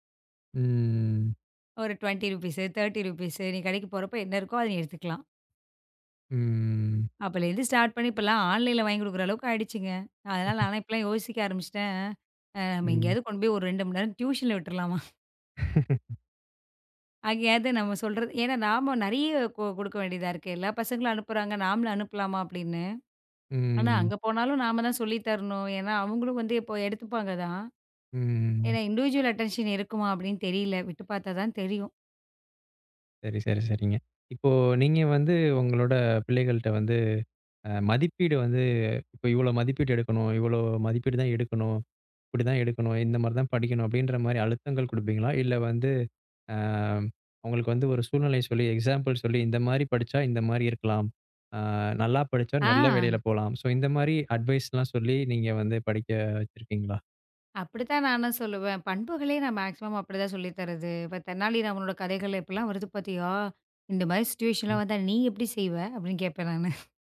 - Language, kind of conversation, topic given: Tamil, podcast, குழந்தைகளை படிப்பில் ஆர்வம் கொள்ளச் செய்வதில் உங்களுக்கு என்ன அனுபவம் இருக்கிறது?
- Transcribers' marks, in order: drawn out: "ம்"; in English: "டுவென்டி ருபீஸ், தர்டி ருபீஸ்"; drawn out: "ம்"; in English: "ஸ்டார்ட்"; in English: "ஆன்லைன்ல"; laugh; other noise; chuckle; laugh; in English: "இண்டிவிஜுவல் அட்டென்ஷன்"; in English: "எக்ஸாம்பிள்"; in English: "சோ"; in English: "அட்வைஸ்லாம்"; in English: "மேக்ஸிமம்"; in English: "சிட்டுவேஷன்"; chuckle